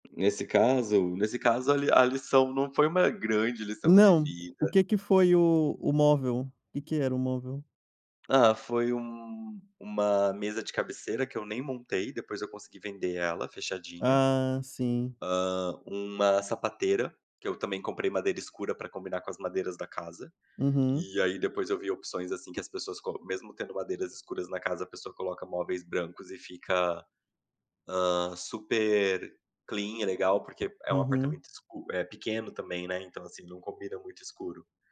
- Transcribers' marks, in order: tapping
- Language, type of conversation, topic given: Portuguese, podcast, Como você transforma uma ideia vaga em algo concreto?